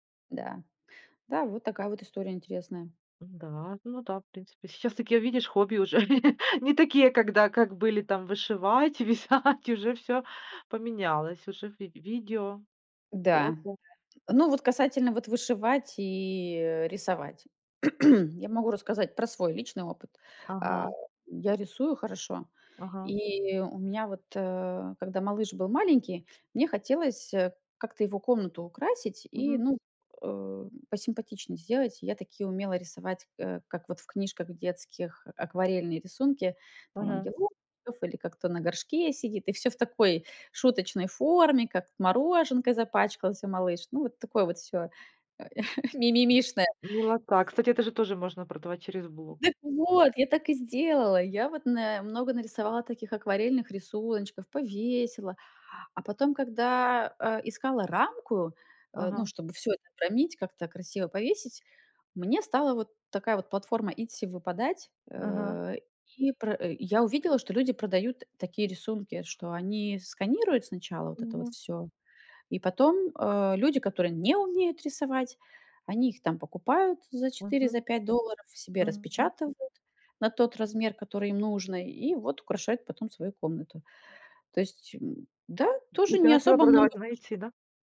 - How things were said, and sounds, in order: laughing while speaking: "уже"; laughing while speaking: "вязать"; other background noise; tapping; throat clearing; laugh
- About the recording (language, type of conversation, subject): Russian, podcast, Какие хобби можно начать без больших вложений?